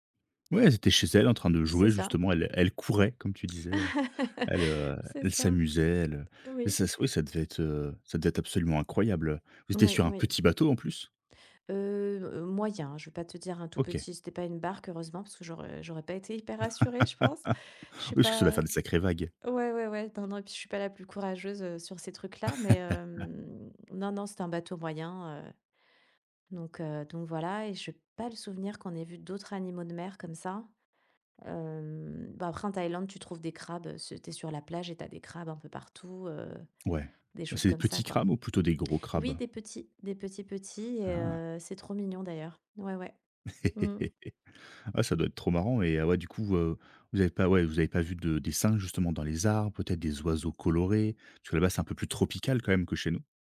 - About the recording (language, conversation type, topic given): French, podcast, Peux-tu me raconter une rencontre inattendue avec un animal sauvage ?
- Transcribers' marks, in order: laugh; laugh; laugh; laugh